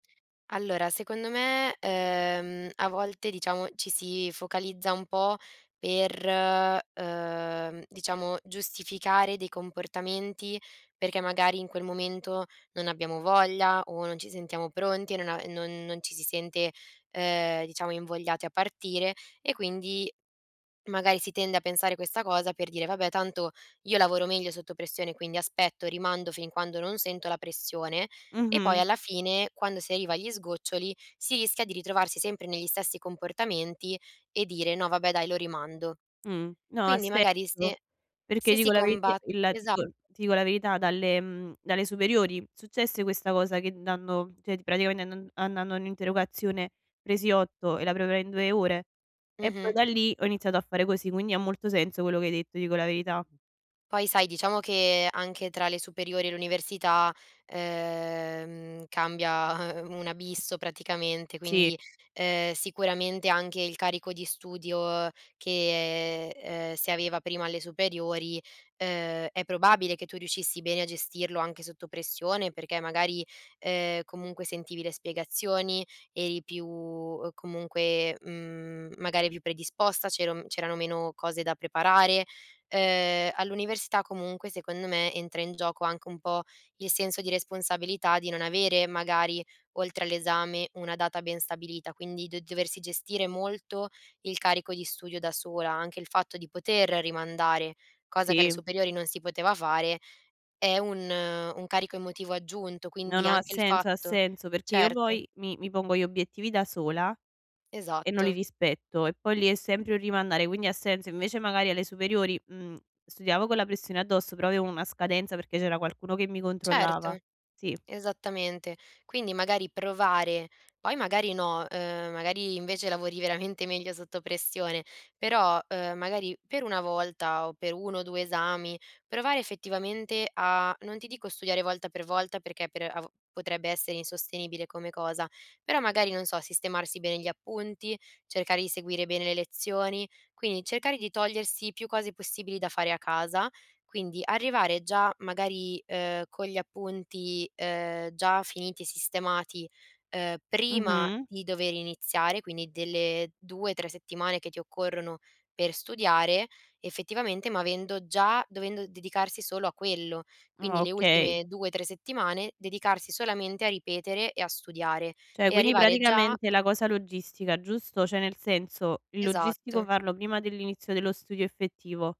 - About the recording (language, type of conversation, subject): Italian, advice, Come posso smettere di rimandare i compiti importanti e non sentirmi sopraffatto?
- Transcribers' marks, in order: "varità" said as "veritie"; "cioè" said as "ceh"; other background noise; chuckle; tapping; laughing while speaking: "veramente"